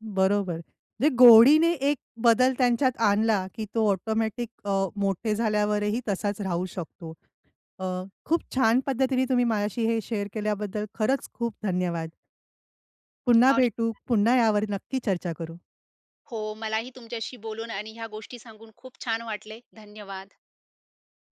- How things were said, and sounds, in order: in English: "ऑटोमॅटिक"; in English: "शेअर"; tongue click; other background noise
- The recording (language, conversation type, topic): Marathi, podcast, मुलांशी दररोज प्रभावी संवाद कसा साधता?